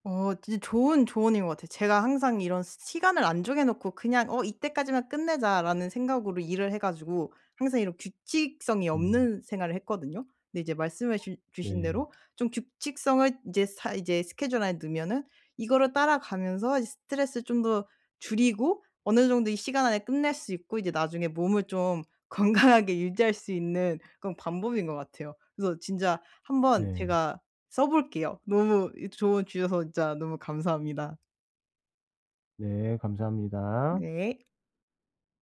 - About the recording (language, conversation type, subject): Korean, advice, 왜 제 스트레스 반응과 대처 습관은 반복될까요?
- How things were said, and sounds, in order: other background noise; laughing while speaking: "건강하게"